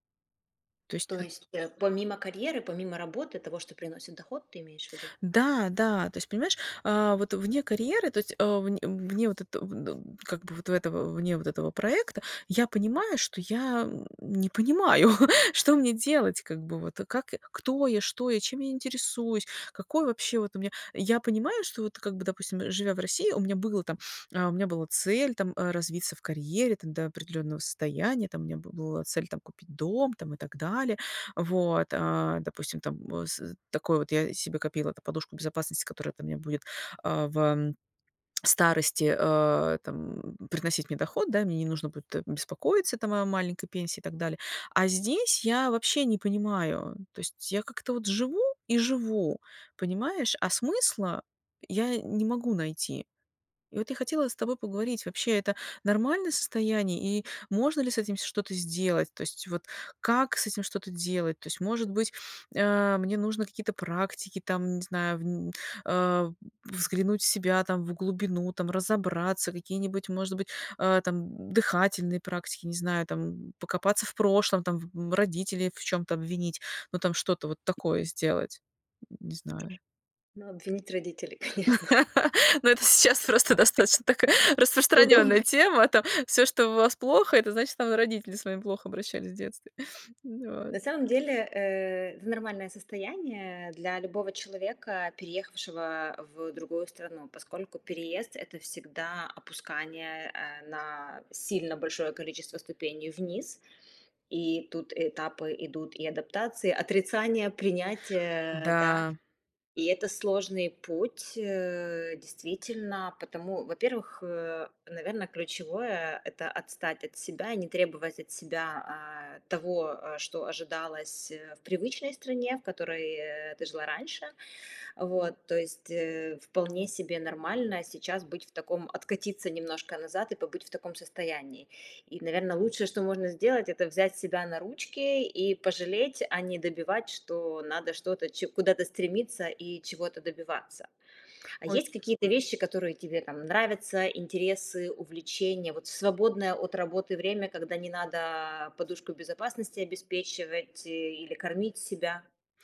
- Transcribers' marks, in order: chuckle; tapping; laughing while speaking: "конечно"; laugh; laughing while speaking: "Но это сейчас просто достаточно такая распространённая тема"; laughing while speaking: "Удобно"; other background noise
- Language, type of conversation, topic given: Russian, advice, Как найти смысл жизни вне карьеры?